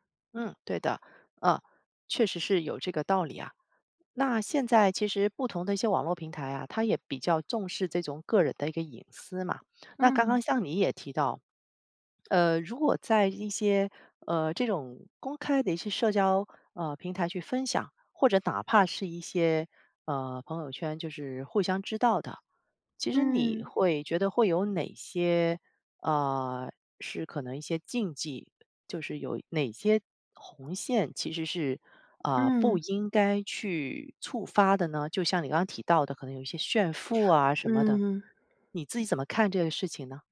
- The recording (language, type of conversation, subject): Chinese, podcast, 如何在网上既保持真诚又不过度暴露自己？
- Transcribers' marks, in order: none